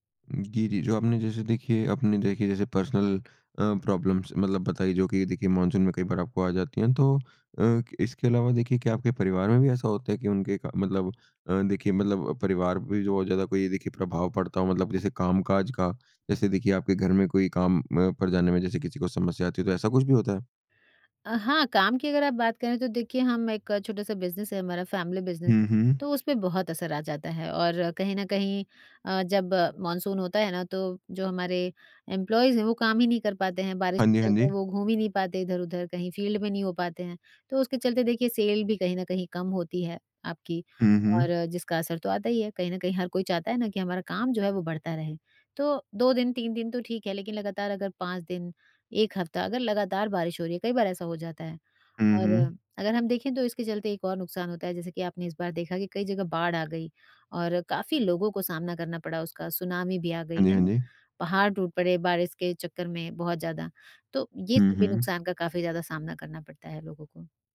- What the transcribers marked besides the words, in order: in English: "पर्सनल"; in English: "प्रॉब्लम्स"; in English: "बिज़नेस"; in English: "फैमिली बिज़नेस"; in English: "एम्प्लॉइज़"; in English: "फील्ड"; in English: "सेल"
- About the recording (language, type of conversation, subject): Hindi, podcast, मॉनसून आपको किस तरह प्रभावित करता है?